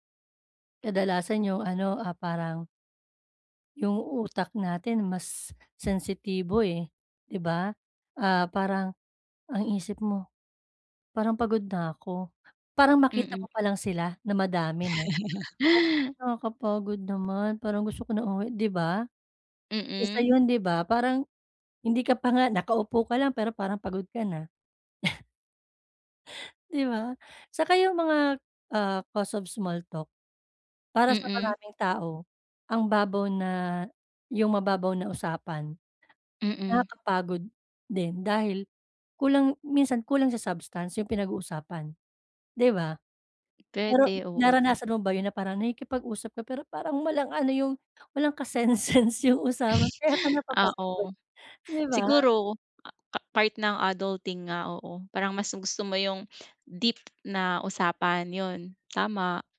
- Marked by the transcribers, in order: laugh; snort; in English: "cause of small talk"; other background noise; laughing while speaking: "ka-sense-sense"; snort; tapping
- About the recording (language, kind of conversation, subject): Filipino, advice, Bakit ako laging pagod o nabibigatan sa mga pakikisalamuha sa ibang tao?